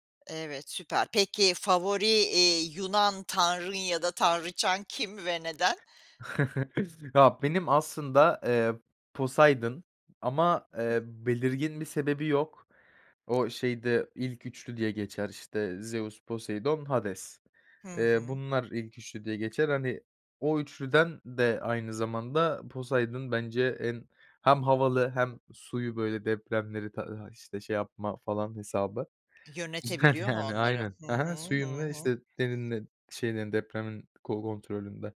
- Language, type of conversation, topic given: Turkish, podcast, Hobilerine nasıl başladın, biraz anlatır mısın?
- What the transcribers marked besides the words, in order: other background noise; chuckle; laughing while speaking: "Güzel, yani"